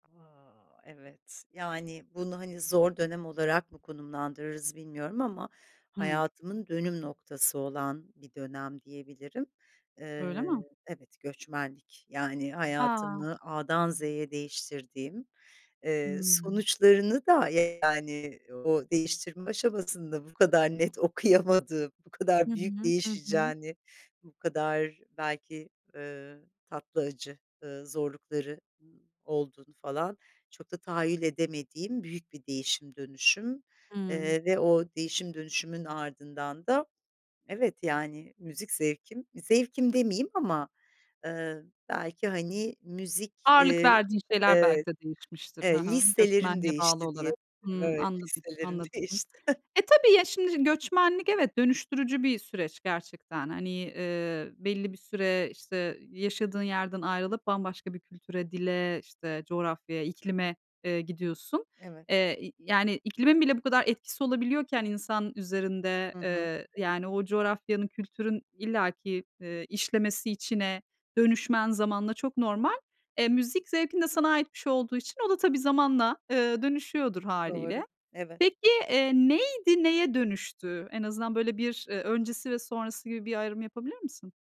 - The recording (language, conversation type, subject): Turkish, podcast, Zor bir dönem yaşadığında müzik zevkin değişti mi?
- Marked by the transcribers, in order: other background noise; laughing while speaking: "okuyamadığım, bu kadar büyük değişeceğini"; laughing while speaking: "değişti"; chuckle